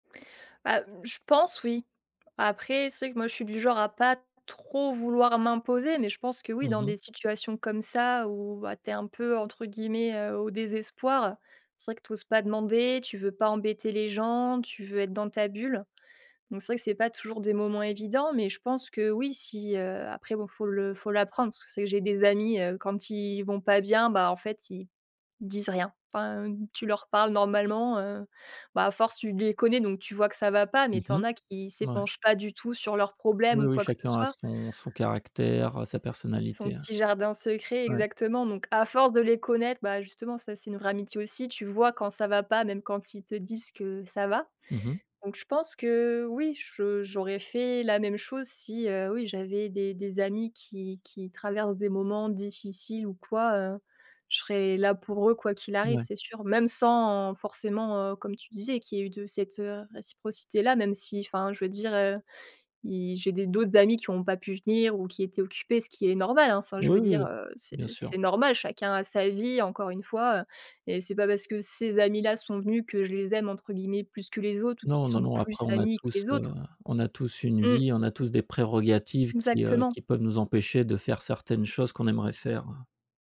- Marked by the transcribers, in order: tapping
- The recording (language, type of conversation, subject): French, podcast, Qu’est-ce qui fait, pour toi, une vraie amitié ?